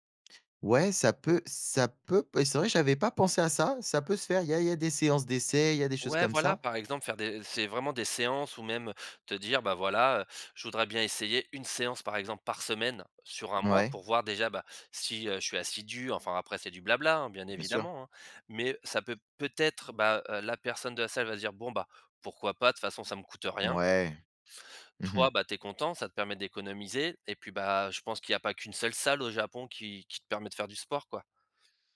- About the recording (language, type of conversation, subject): French, advice, Comment choisir entre s’entraîner à la maison et s’abonner à une salle de sport ?
- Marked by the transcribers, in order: none